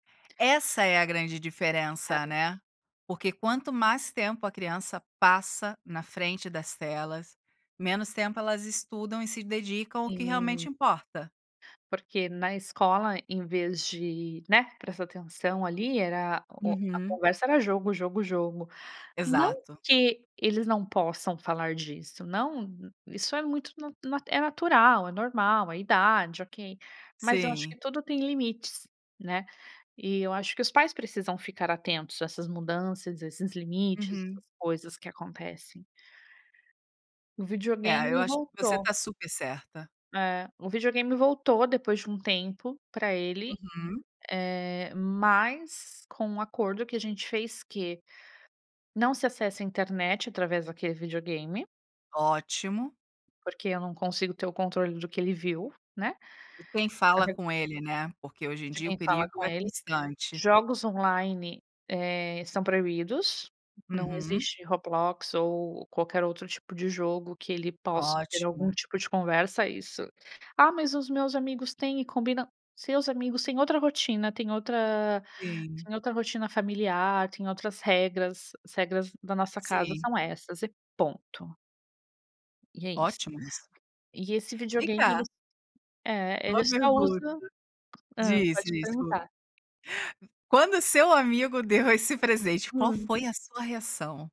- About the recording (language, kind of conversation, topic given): Portuguese, podcast, Como você gerencia o tempo de tela na família?
- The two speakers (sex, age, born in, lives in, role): female, 35-39, Brazil, Italy, guest; female, 40-44, Brazil, Italy, host
- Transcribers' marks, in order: unintelligible speech; tapping; unintelligible speech; unintelligible speech